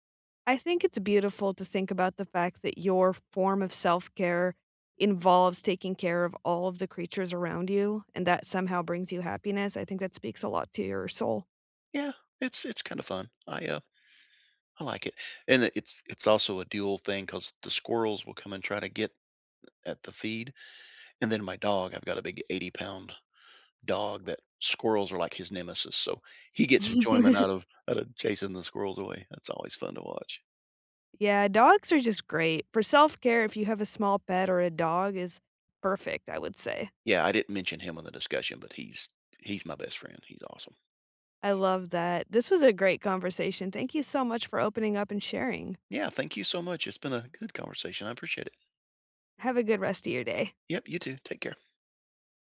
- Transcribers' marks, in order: laugh; other background noise
- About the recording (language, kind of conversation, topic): English, unstructured, How do you practice self-care in your daily routine?
- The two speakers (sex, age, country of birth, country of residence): female, 30-34, United States, United States; male, 60-64, United States, United States